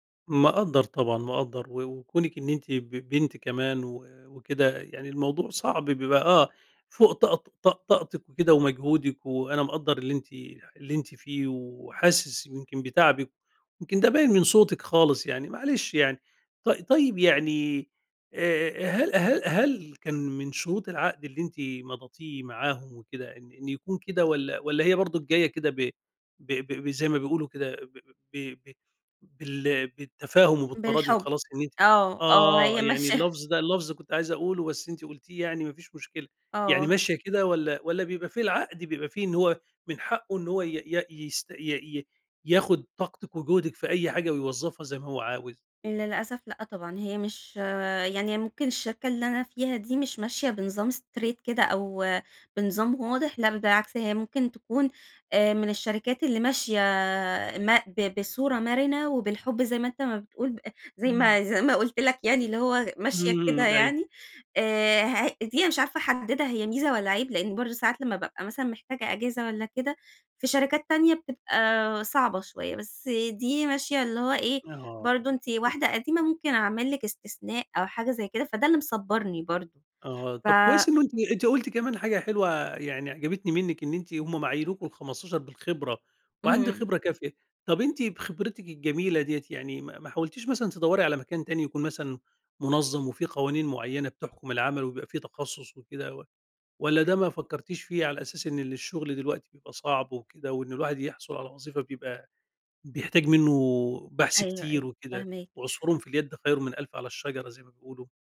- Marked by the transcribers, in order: laughing while speaking: "ماشية"; in English: "straight"; laughing while speaking: "زي ما قلت لك"; unintelligible speech
- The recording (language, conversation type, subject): Arabic, advice, إزاي أحط حدود لما يحمّلوني شغل زيادة برا نطاق شغلي؟